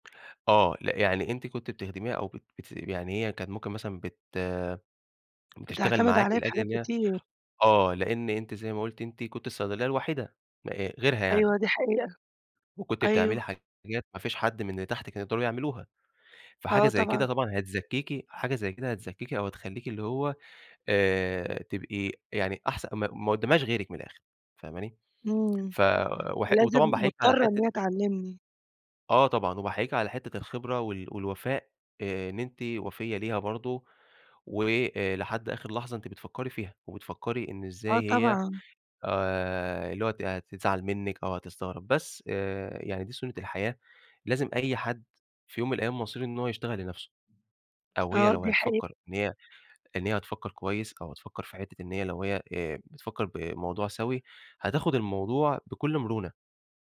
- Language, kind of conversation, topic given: Arabic, advice, إزاي أطلب من زميل أكبر مني يبقى مرشد ليا أو يدّيني نصيحة مهنية؟
- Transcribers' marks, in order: tapping